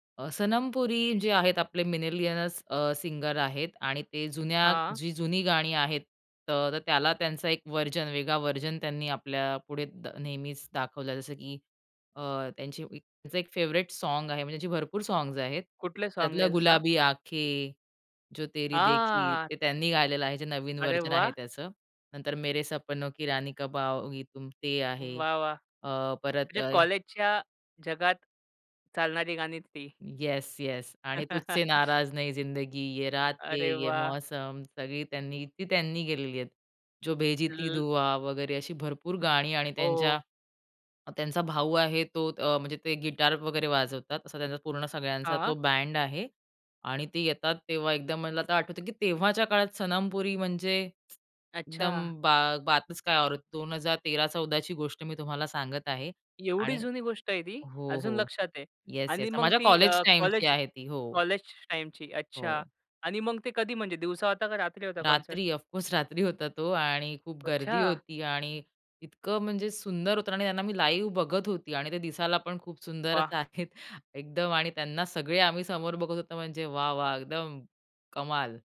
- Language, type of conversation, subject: Marathi, podcast, तुम्हाला कोणती थेट सादरीकरणाची आठवण नेहमी लक्षात राहिली आहे?
- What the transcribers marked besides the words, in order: in English: "मिनीलियनस अ, सिंगर"; in English: "व्हर्जन"; in English: "व्हर्जन"; in English: "फेवरेट साँग"; in English: "साँग्स"; in English: "साँग्स"; in Hindi: "गुलाबी आँखें, जो तेरी देखी"; tapping; in English: "व्हर्जन"; in Hindi: "मेरे सपनों, की रानी कब आओगी तुम"; in Hindi: "तुझसे नाराज नहीं जिंदगी, ये रातें ये मौसम"; chuckle; other background noise; in Hindi: "जो भेजी थी दुआ"; unintelligible speech; in English: "कॉन्सर्ट?"; in English: "ऑफकोर्स"; in English: "लाईव्ह"; laughing while speaking: "सुंदरच आहेत, एकदम"